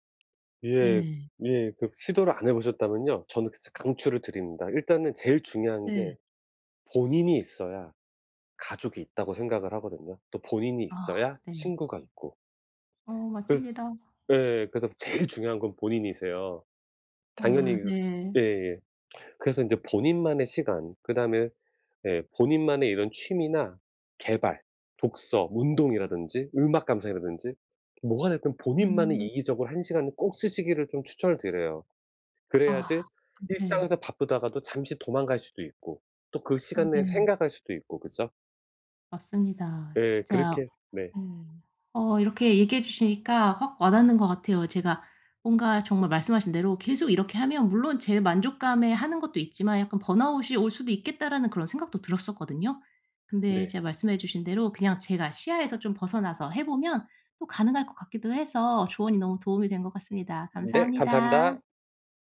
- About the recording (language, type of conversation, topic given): Korean, advice, 집에서 어떻게 하면 제대로 휴식을 취할 수 있을까요?
- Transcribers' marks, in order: other background noise